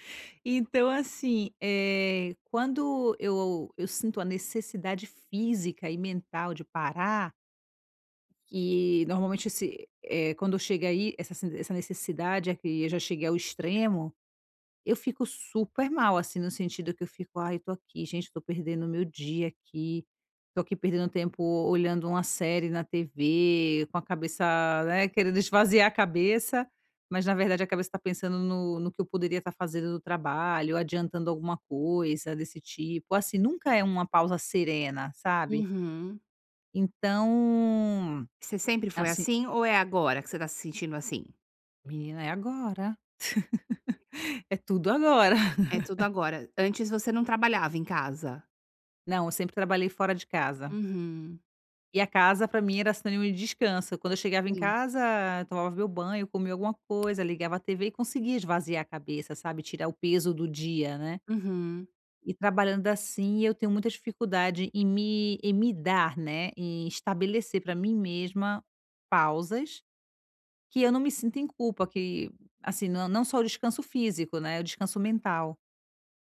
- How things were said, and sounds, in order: laugh; laugh; tapping
- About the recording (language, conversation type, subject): Portuguese, advice, Como posso criar uma rotina diária de descanso sem sentir culpa?